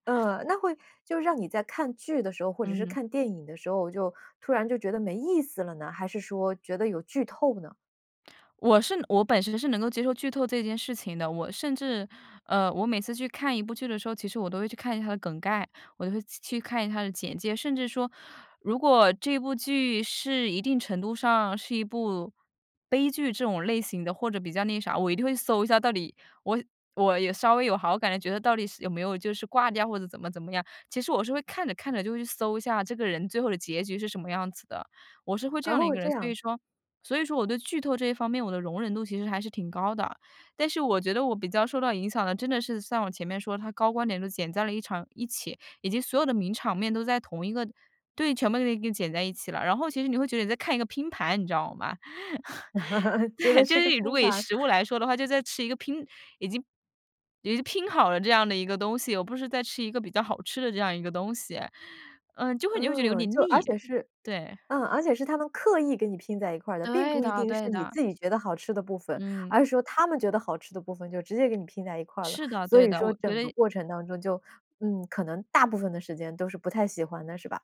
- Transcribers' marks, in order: laugh; laughing while speaking: "觉得是个拼盘"; laugh; laughing while speaking: "对"; joyful: "而且是 嗯，而且是它们刻 … 太喜欢的，是吧？"; other background noise
- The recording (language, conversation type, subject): Chinese, podcast, 为什么短视频剪辑会影响观剧期待？